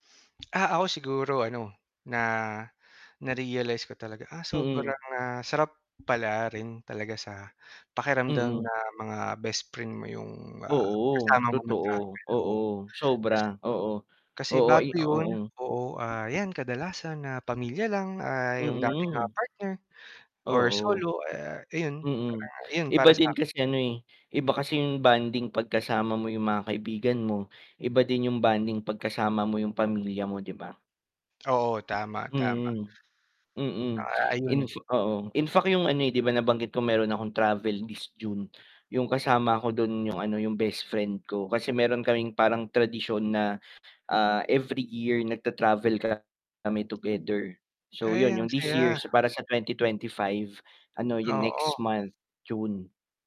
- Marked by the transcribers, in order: tapping; static; distorted speech
- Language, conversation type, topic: Filipino, unstructured, Ano ang pinaka-nakakatuwang pangyayari sa isa mong biyahe?